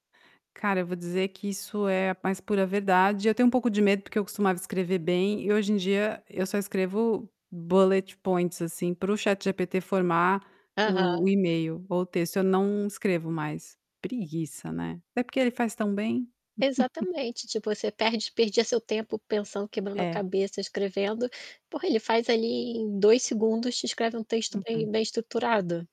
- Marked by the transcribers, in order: other background noise; in English: "bullet points"; chuckle
- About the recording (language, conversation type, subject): Portuguese, podcast, Como você prefere se comunicar online: por texto, por áudio ou por vídeo, e por quê?